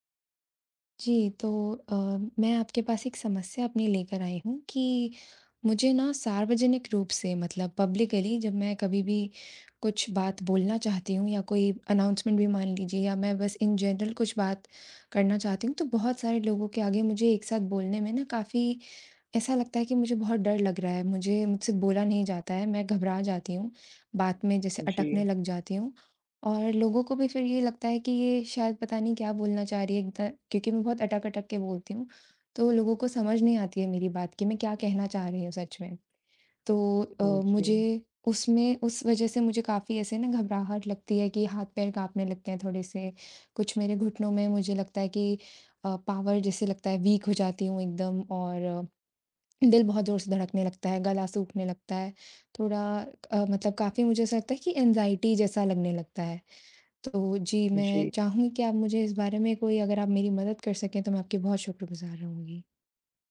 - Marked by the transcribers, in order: tapping; in English: "पब्लिकली"; in English: "अनाउंसमेंट"; in English: "इन जनरल"; in English: "पॉवर"; in English: "वीक"; in English: "एंग्जायटी"
- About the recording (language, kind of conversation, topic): Hindi, advice, सार्वजनिक रूप से बोलने का भय